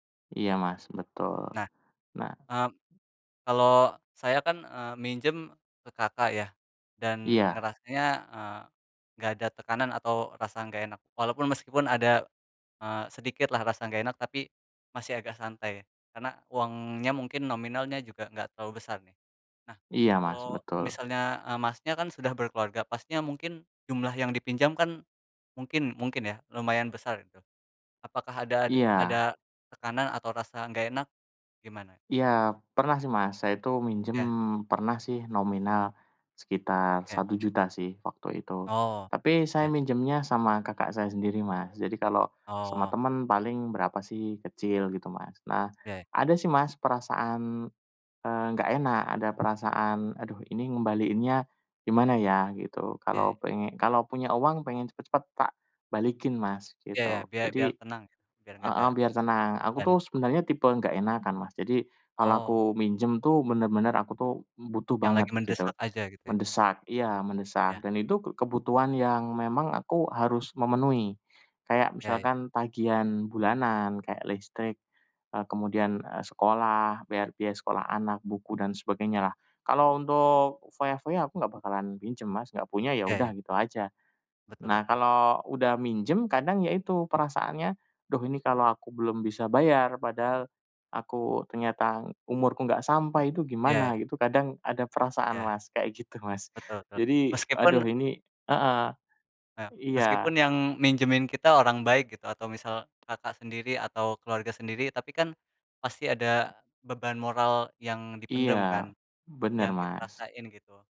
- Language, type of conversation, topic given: Indonesian, unstructured, Pernahkah kamu meminjam uang dari teman atau keluarga, dan bagaimana ceritanya?
- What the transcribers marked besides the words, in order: none